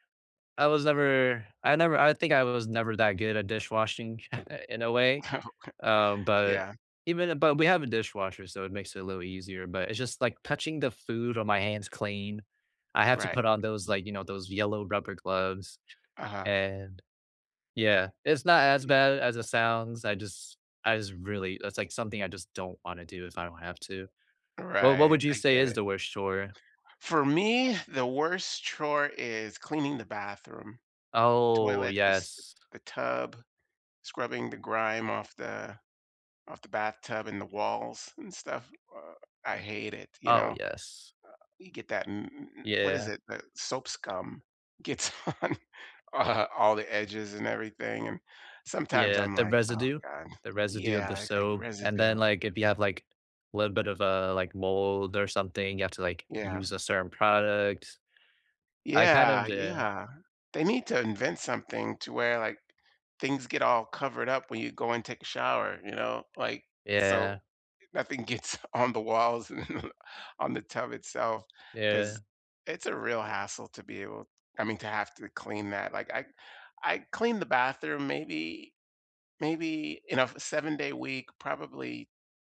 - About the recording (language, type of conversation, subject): English, unstructured, Why do chores often feel so frustrating?
- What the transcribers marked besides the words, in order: door; chuckle; laughing while speaking: "Oh, okay"; drawn out: "Oh"; laughing while speaking: "gets on, uh"; tapping; laughing while speaking: "nothing gets on the walls"; chuckle